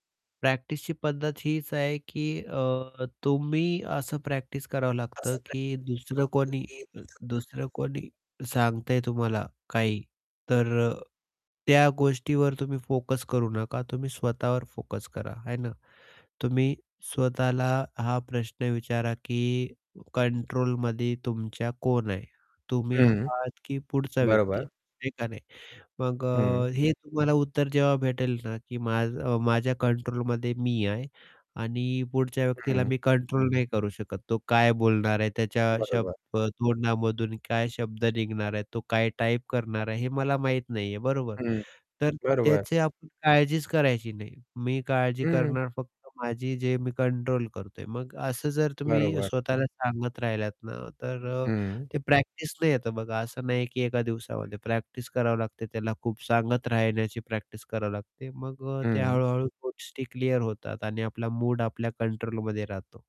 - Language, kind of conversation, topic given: Marathi, podcast, सोशल मिडियाचा वापर केल्याने तुमच्या मनःस्थितीवर काय परिणाम होतो?
- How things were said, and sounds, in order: distorted speech; unintelligible speech; static; tapping